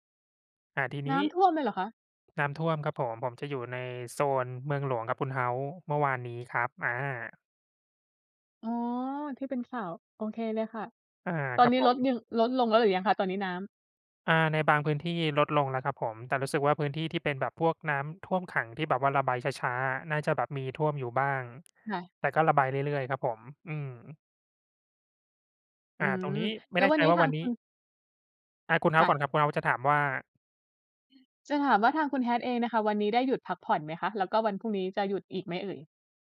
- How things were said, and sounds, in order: tapping
- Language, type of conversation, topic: Thai, unstructured, ถ้าคุณต้องแนะนำหนังสักเรื่องให้เพื่อนดู คุณจะแนะนำเรื่องอะไร?